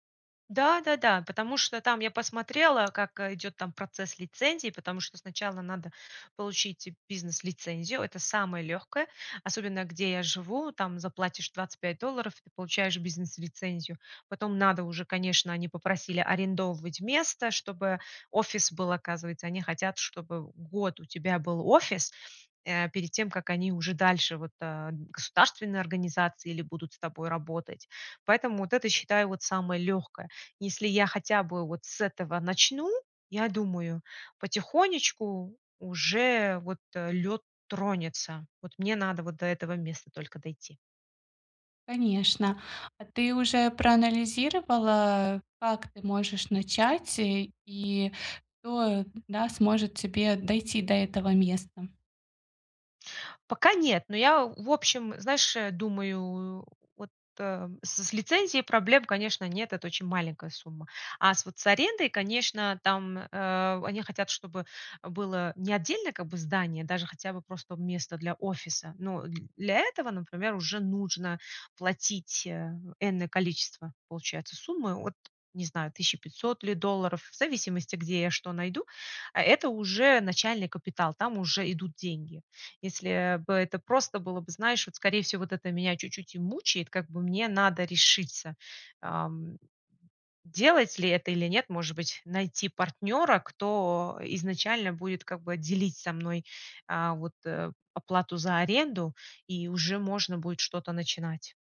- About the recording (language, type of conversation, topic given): Russian, advice, Как заранее увидеть и подготовиться к возможным препятствиям?
- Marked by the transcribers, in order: tapping